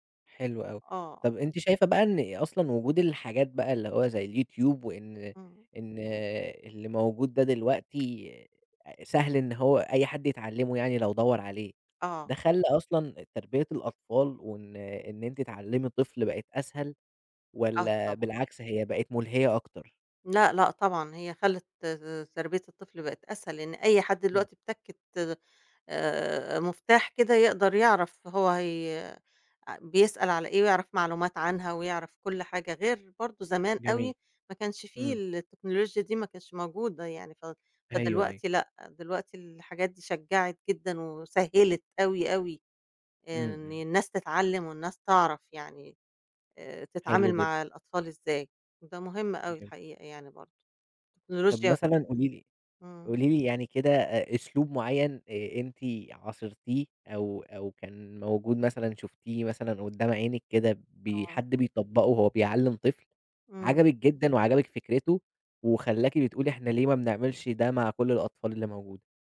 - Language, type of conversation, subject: Arabic, podcast, ازاي بتشجّع الأطفال يحبّوا التعلّم من وجهة نظرك؟
- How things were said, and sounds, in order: tapping